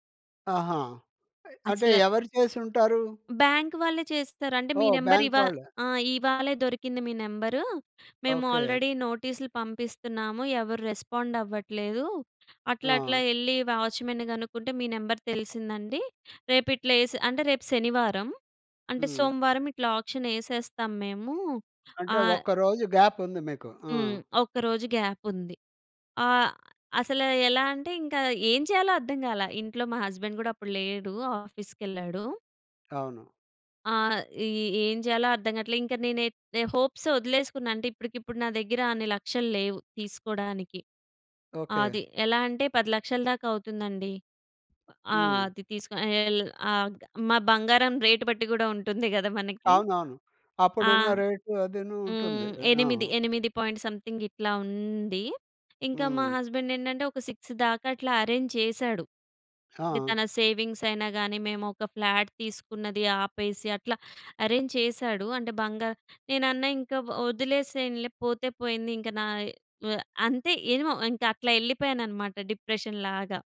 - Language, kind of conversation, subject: Telugu, podcast, ఎవరైనా మీకు చేసిన చిన్న దయ ఇప్పటికీ గుర్తుండిపోయిందా?
- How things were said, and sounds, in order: other noise; in English: "బ్యాంక్"; in English: "నెంబర్"; other background noise; in English: "ఆల్రెడీ"; in English: "రెస్పాండ్"; in English: "వాచ్‌మెన్‌ని"; in English: "ఆక్షన్"; in English: "గ్యాప్"; in English: "గ్యాప్"; in English: "హస్బండ్"; in English: "ఆఫీస్"; in English: "హోప్స్"; in English: "రేట్"; tapping; in English: "రేట్"; in English: "పాయింట్ సంథింగ్"; in English: "హస్బండ్"; in English: "అరేంజ్"; in English: "సేవింగ్స్"; in English: "ఫ్లాట్"; in English: "అరేంజ్"; in English: "డిప్రెషన్"